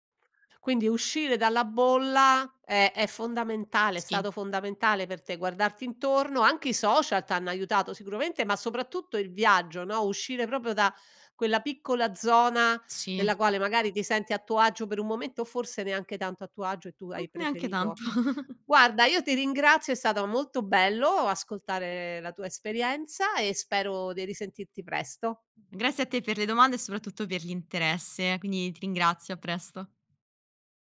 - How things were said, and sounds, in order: other background noise; chuckle
- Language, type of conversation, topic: Italian, podcast, Come pensi che evolva il tuo stile con l’età?